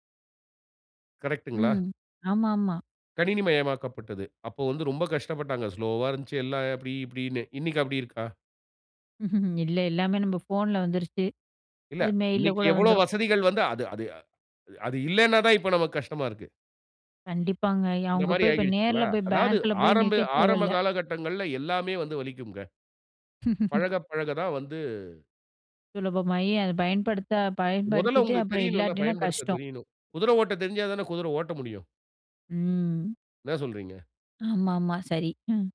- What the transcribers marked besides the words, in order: snort; chuckle
- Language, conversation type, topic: Tamil, podcast, நீங்கள் கிடைக்கும் தகவல் உண்மையா என்பதை எப்படிச் சரிபார்க்கிறீர்கள்?